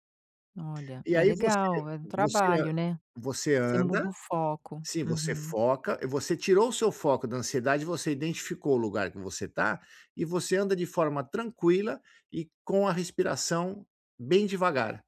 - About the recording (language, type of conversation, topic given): Portuguese, advice, Como posso lidar com a ansiedade ao viajar para um lugar novo?
- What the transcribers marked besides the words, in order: none